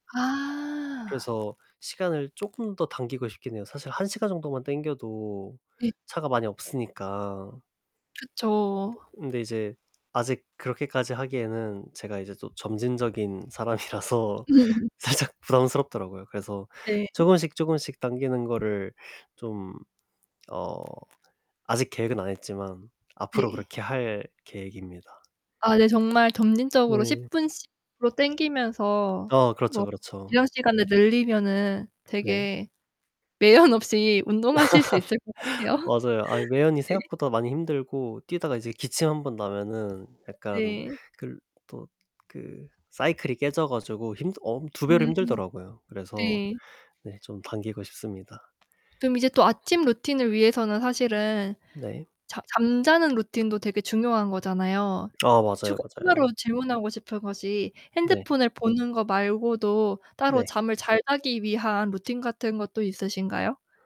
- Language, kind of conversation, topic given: Korean, podcast, 요즘 아침에는 어떤 루틴으로 하루를 시작하시나요?
- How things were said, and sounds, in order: static; distorted speech; other background noise; laughing while speaking: "사람이라서 살짝"; tapping; laughing while speaking: "매연 없이 운동하실 수 있을 것 같아요"; laugh; background speech